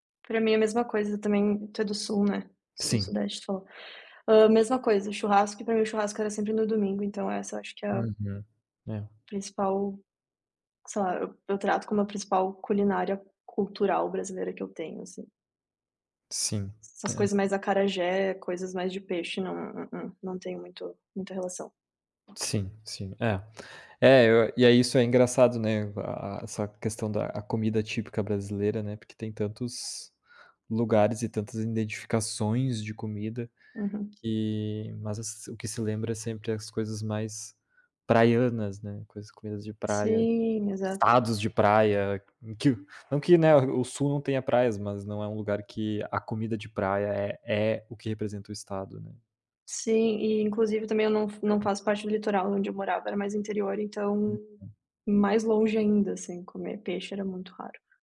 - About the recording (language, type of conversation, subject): Portuguese, unstructured, Qual comida típica da sua cultura traz boas lembranças para você?
- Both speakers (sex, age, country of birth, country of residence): female, 25-29, Brazil, Italy; male, 25-29, Brazil, Italy
- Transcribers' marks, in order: tapping; other background noise